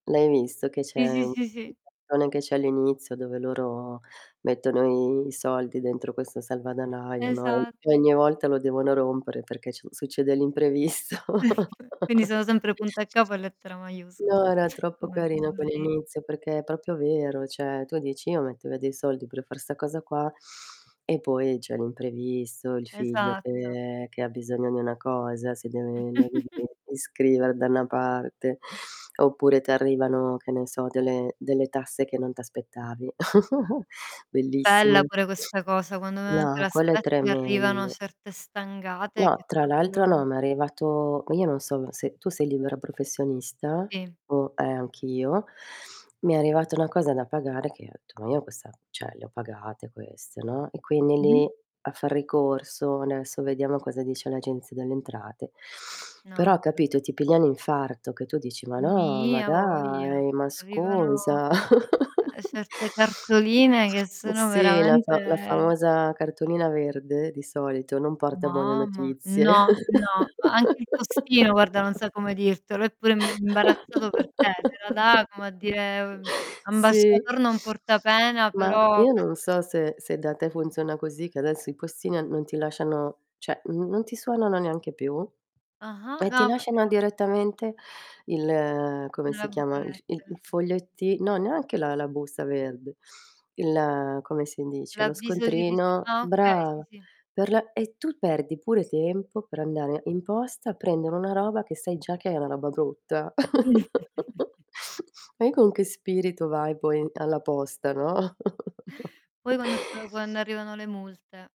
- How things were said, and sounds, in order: "Sì" said as "pì"; unintelligible speech; static; distorted speech; chuckle; laughing while speaking: "l'imprevisto"; chuckle; other background noise; tapping; "proprio" said as "propio"; "Cioè" said as "ceh"; drawn out: "che"; chuckle; unintelligible speech; chuckle; "proprio" said as "propio"; "cioè" said as "ceh"; laugh; laugh; "cioè" said as "ceh"; chuckle; laugh; chuckle
- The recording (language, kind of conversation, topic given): Italian, unstructured, Come pianifichi i tuoi risparmi per raggiungere obiettivi a breve termine?